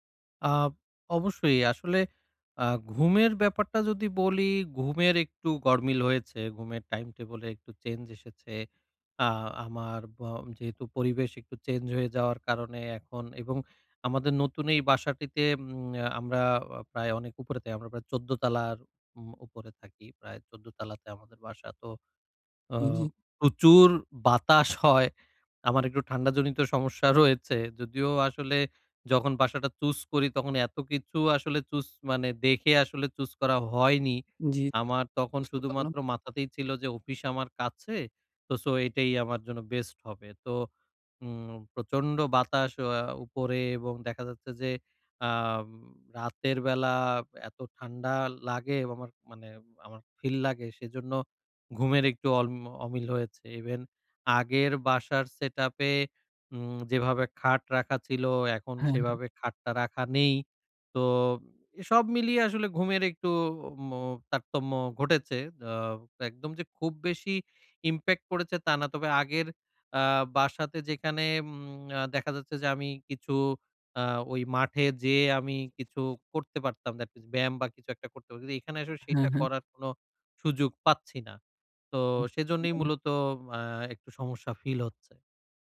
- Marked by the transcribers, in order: other background noise; tapping; in English: "That is"; unintelligible speech
- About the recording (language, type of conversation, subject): Bengali, advice, পরিবর্তনের সঙ্গে দ্রুত মানিয়ে নিতে আমি কীভাবে মানসিকভাবে স্থির থাকতে পারি?